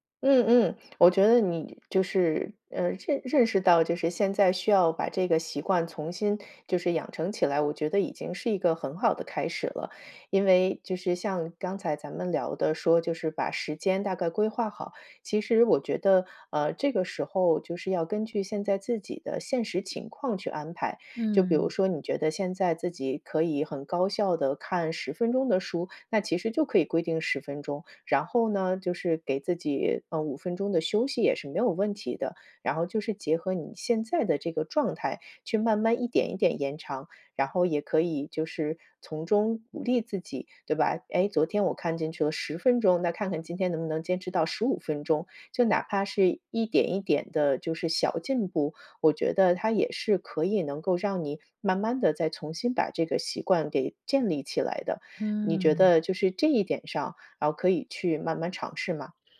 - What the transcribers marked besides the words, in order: none
- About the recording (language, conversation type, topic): Chinese, advice, 中断一段时间后开始自我怀疑，怎样才能重新找回持续的动力和自律？